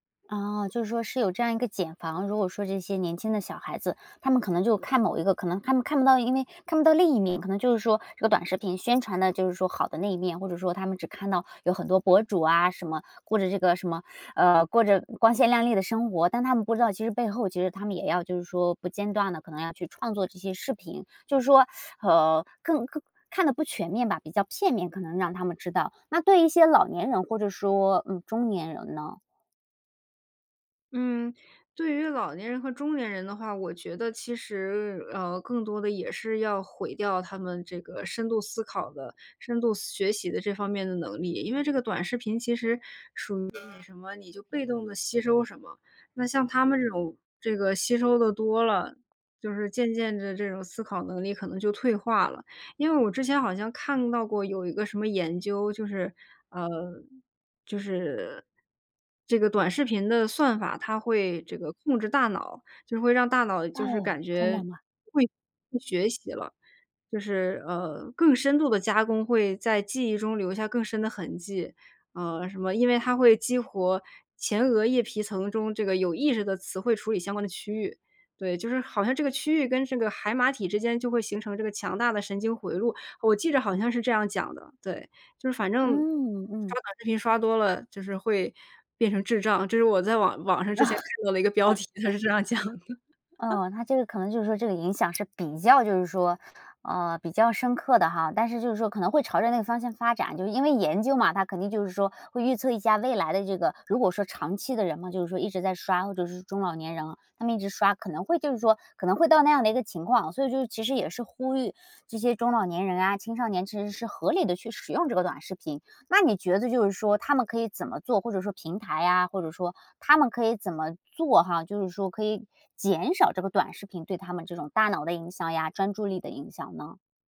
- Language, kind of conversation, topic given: Chinese, podcast, 短视频是否改变了人们的注意力，你怎么看？
- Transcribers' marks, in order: laughing while speaking: "光鲜亮丽"; teeth sucking; other background noise; laugh; laughing while speaking: "它是这样讲的"; laugh; stressed: "减少"